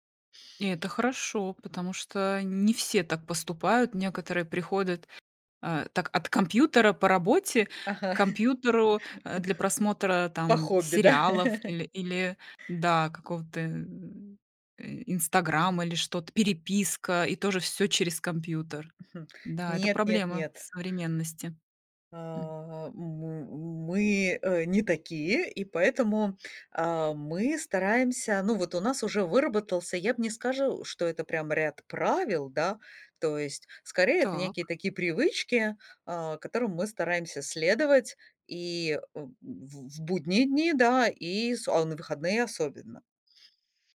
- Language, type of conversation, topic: Russian, podcast, Что для тебя значит цифровой детокс и как ты его проводишь?
- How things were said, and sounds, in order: chuckle; laugh